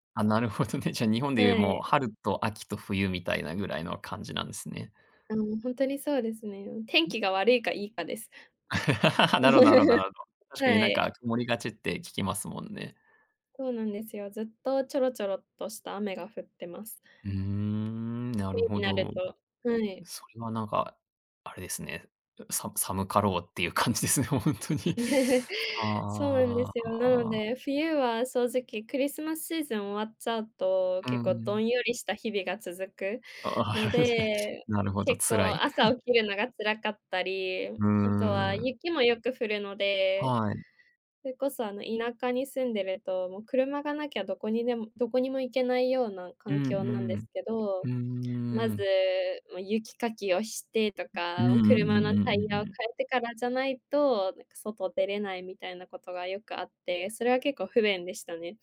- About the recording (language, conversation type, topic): Japanese, podcast, 季節ごとに楽しみにしていることは何ですか？
- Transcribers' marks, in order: laughing while speaking: "なるほどね"; laugh; laughing while speaking: "感じですね、ほんとに"; chuckle; drawn out: "ああ"; laughing while speaking: "ああ"; laugh; chuckle; other background noise